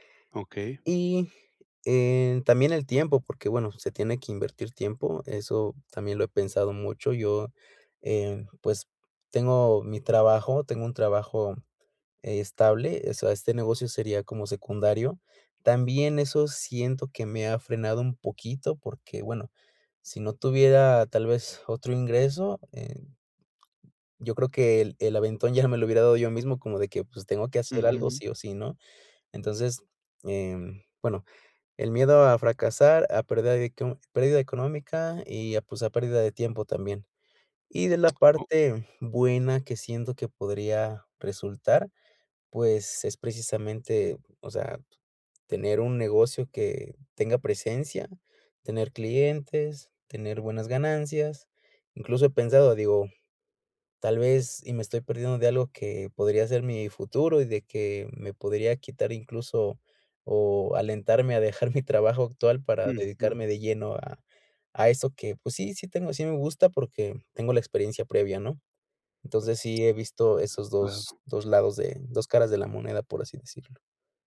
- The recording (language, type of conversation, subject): Spanish, advice, Miedo al fracaso y a tomar riesgos
- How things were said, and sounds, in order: laughing while speaking: "ya"; "pérdida" said as "pérdeda"; laughing while speaking: "dejar"